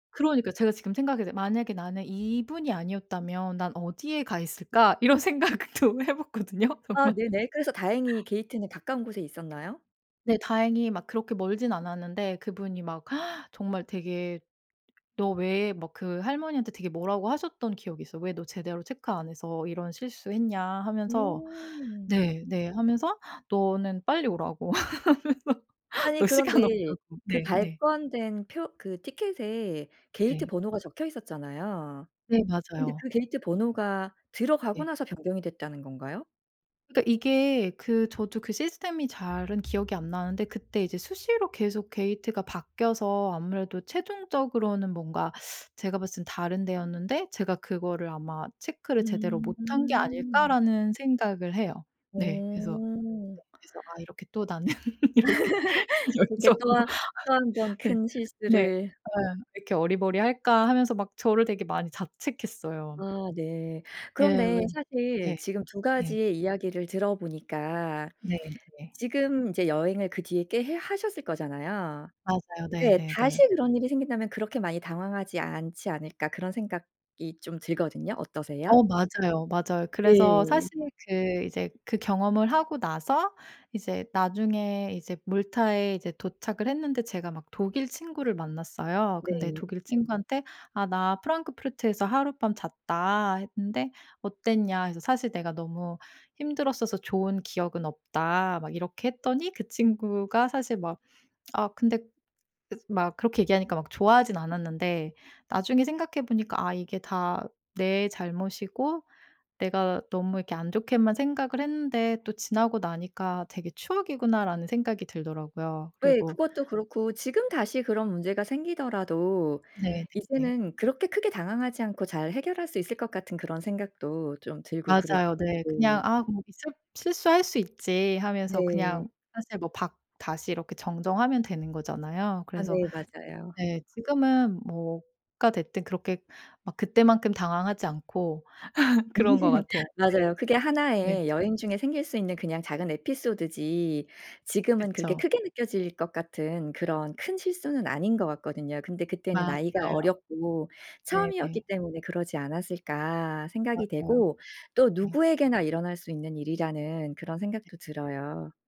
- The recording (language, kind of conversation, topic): Korean, podcast, 여행 중 가장 큰 실수는 뭐였어?
- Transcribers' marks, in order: laughing while speaking: "이런 생각도 해 봤거든요 정말"; gasp; other background noise; laugh; laughing while speaking: "하면서 너 시간 없다고"; laugh; laughing while speaking: "나는 이렇게 여기저기로"; laugh; laugh; tapping